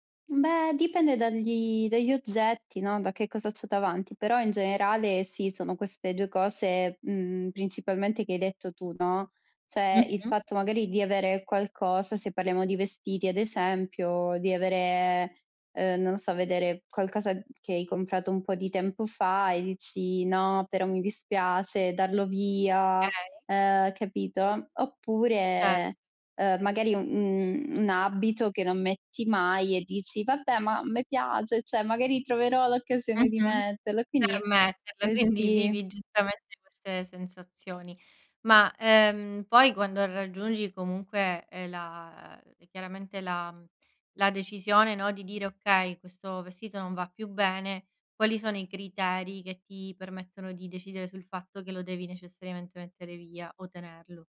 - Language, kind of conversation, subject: Italian, podcast, Come decidi cosa tenere e cosa buttare quando fai decluttering?
- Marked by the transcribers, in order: other background noise; "Okay" said as "kay"; "cioè" said as "ceh"; tapping; "quindi" said as "quidi"